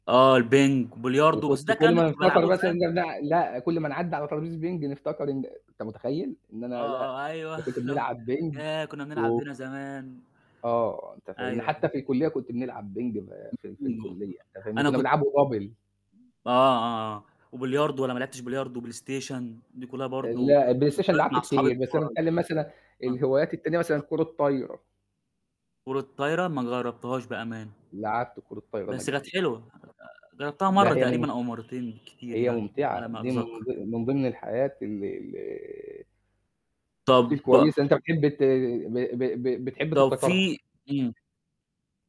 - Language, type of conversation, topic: Arabic, unstructured, هل بتحتفظ بحاجات بتفكّرك بماضيك؟
- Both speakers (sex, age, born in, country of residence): male, 20-24, Egypt, Egypt; male, 25-29, Egypt, Egypt
- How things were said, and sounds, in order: static; laughing while speaking: "أيوه، اللي هو"; unintelligible speech; unintelligible speech; in English: "double"; unintelligible speech; other background noise